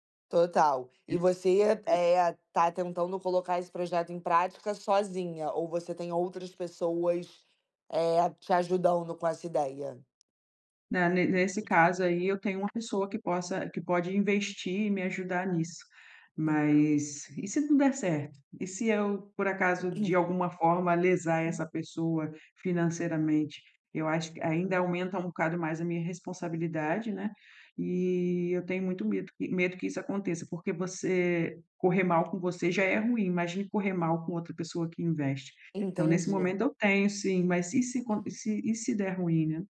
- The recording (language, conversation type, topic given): Portuguese, advice, Como posso parar de pular entre ideias e terminar meus projetos criativos?
- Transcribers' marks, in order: other background noise; tapping